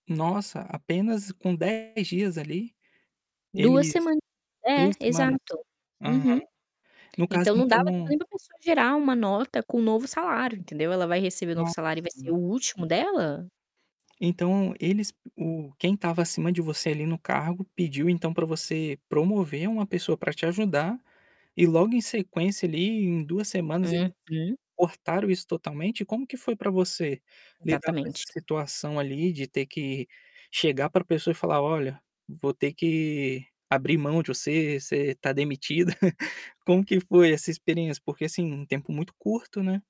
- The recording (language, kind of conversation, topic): Portuguese, podcast, Como você usa seus valores para tomar uma decisão difícil?
- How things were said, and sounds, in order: distorted speech; static; chuckle